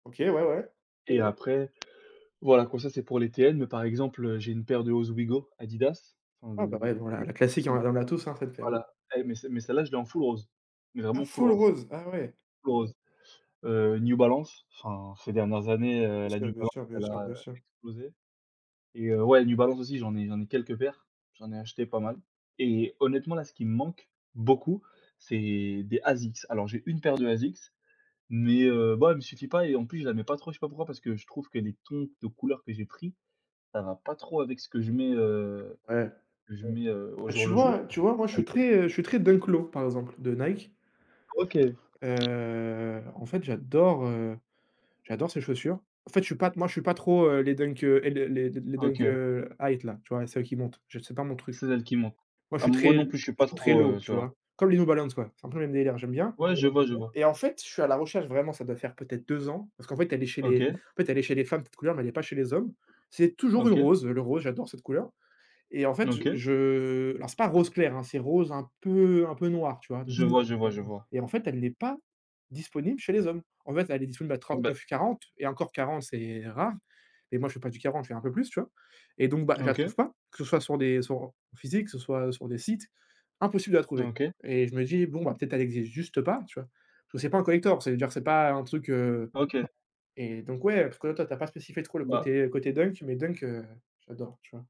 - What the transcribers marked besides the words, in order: tapping; other background noise; unintelligible speech; chuckle; in English: "full"; stressed: "beaucoup"; drawn out: "Heu"; stressed: "j'adore"; stressed: "pas"
- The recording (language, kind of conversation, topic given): French, unstructured, Comment as-tu découvert ton passe-temps préféré ?